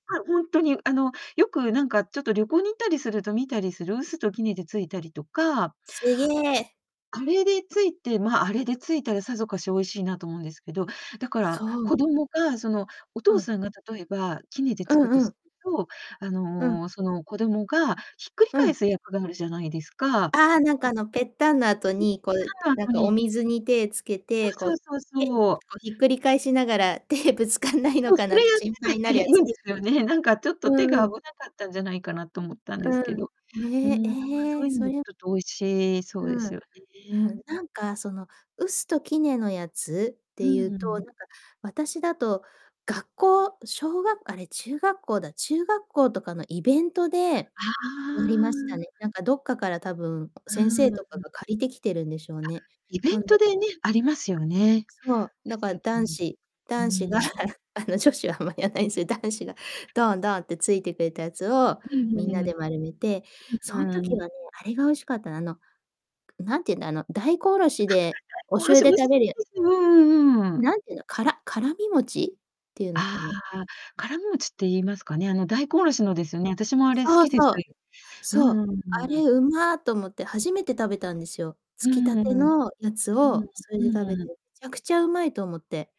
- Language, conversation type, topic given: Japanese, unstructured, 好きな伝統料理は何ですか？なぜそれが好きなのですか？
- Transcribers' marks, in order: distorted speech; other background noise; laughing while speaking: "男子が、あの、女子あんまやんないすよ"